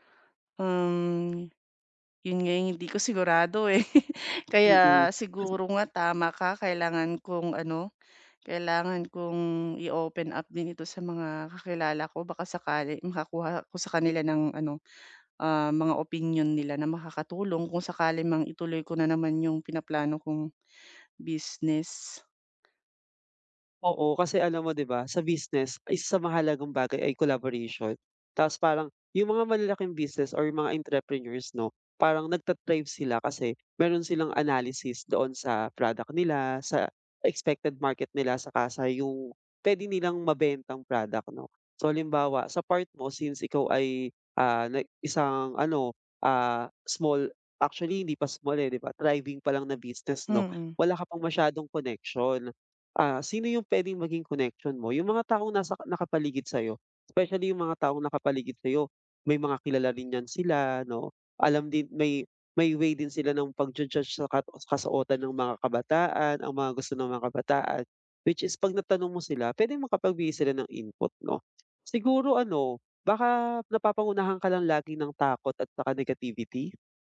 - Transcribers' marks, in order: chuckle; tapping; other background noise
- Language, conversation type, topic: Filipino, advice, Paano mo haharapin ang takot na magkamali o mabigo?